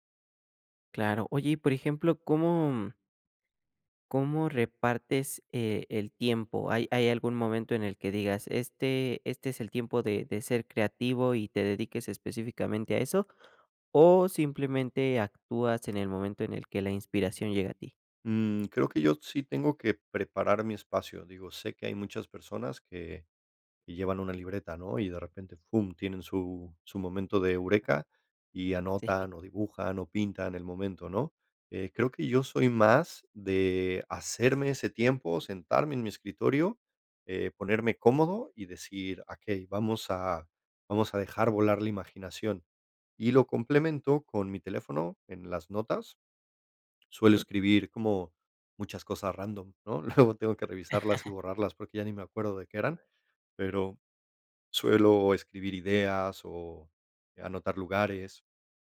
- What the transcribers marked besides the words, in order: laughing while speaking: "Sí"; "Okey" said as "akey"; in English: "random"; chuckle
- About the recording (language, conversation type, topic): Spanish, podcast, ¿Qué rutinas te ayudan a ser más creativo?